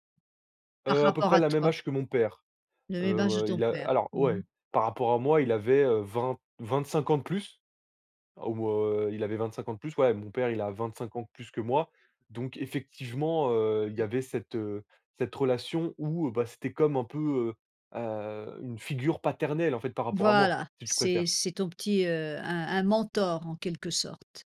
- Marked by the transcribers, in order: none
- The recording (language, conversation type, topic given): French, podcast, As-tu déjà rencontré quelqu'un qui t'a profondément inspiré ?